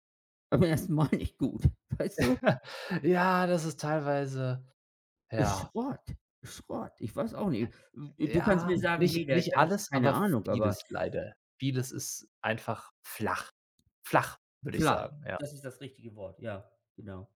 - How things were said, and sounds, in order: laughing while speaking: "beim ersten Mal nicht gut, weißt"; chuckle; tapping
- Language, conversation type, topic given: German, unstructured, Was macht für dich eine gute Fernsehserie aus?